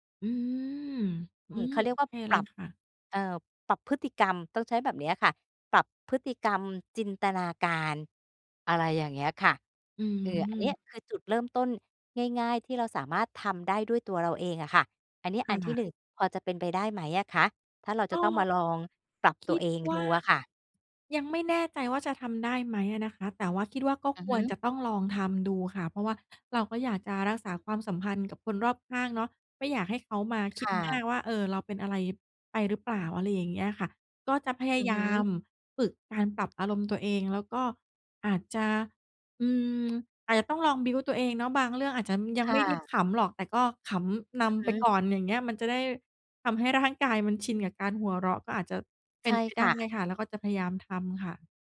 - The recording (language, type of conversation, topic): Thai, advice, ทำไมฉันถึงรู้สึกชาทางอารมณ์ ไม่มีความสุข และไม่ค่อยรู้สึกผูกพันกับคนอื่น?
- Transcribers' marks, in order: other background noise; tapping; in English: "บิลด์"